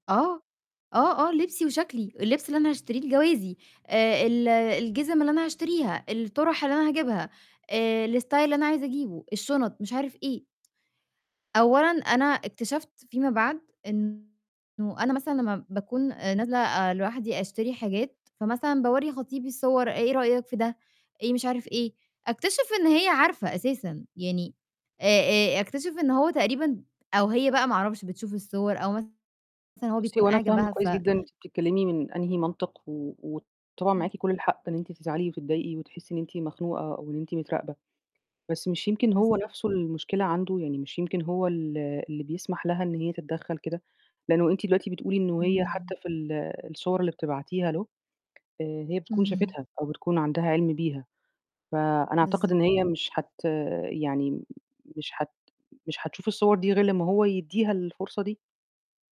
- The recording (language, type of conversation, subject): Arabic, advice, إزاي أتعامل مع التوتر بيني وبين أهل شريكي بسبب تدخلهم في قراراتنا الخاصة؟
- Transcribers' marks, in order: in English: "الstyle"; distorted speech; other background noise